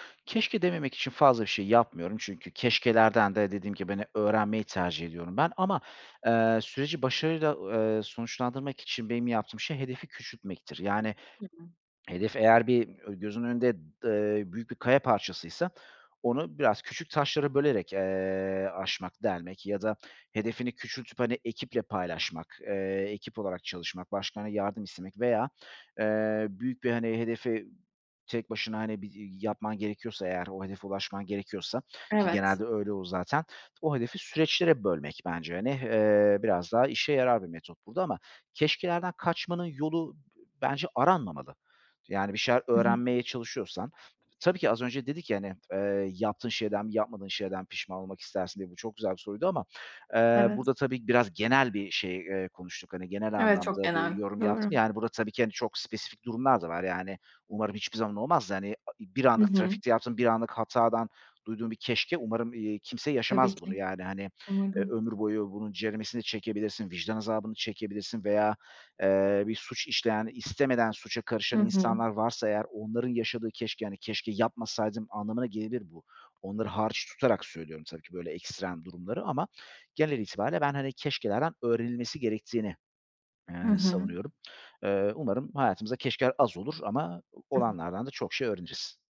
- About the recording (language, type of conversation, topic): Turkish, podcast, Pişmanlık uyandıran anılarla nasıl başa çıkıyorsunuz?
- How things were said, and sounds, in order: tapping; other background noise